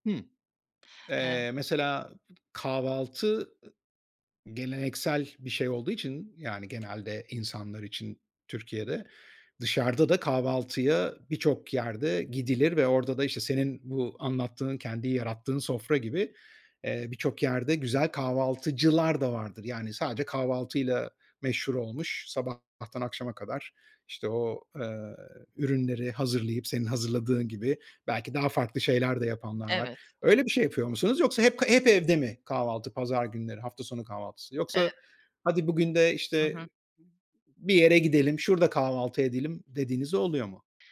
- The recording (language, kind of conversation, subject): Turkish, podcast, Hafta sonu kahvaltın genelde nasıl olur?
- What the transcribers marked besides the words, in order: other background noise; stressed: "kahvaltıcılar"